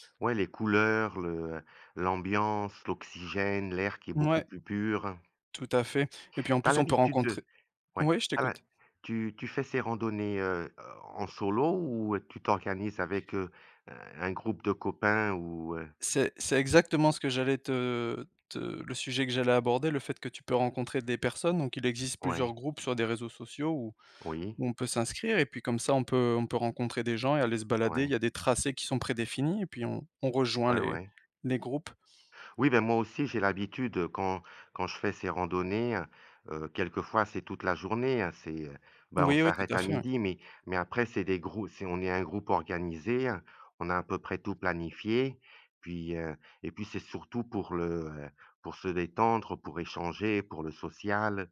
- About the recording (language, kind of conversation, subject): French, unstructured, Quel loisir te rend le plus heureux en ce moment ?
- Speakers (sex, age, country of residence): male, 30-34, Romania; male, 55-59, Portugal
- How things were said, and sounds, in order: none